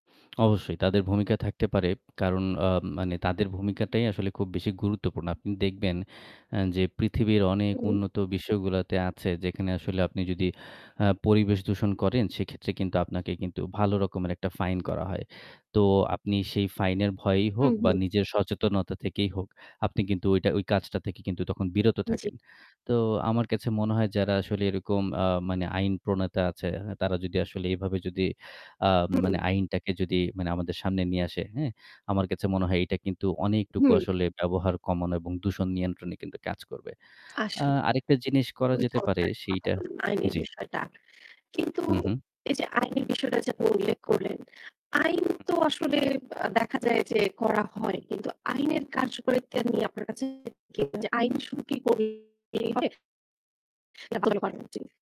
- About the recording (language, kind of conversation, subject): Bengali, podcast, প্লাস্টিকের ব্যবহার কমাতে সাহায্য করবে—এমন কোনো কার্যকর উপমা কি আপনার জানা আছে?
- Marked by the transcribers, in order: static; tapping; distorted speech; other background noise; unintelligible speech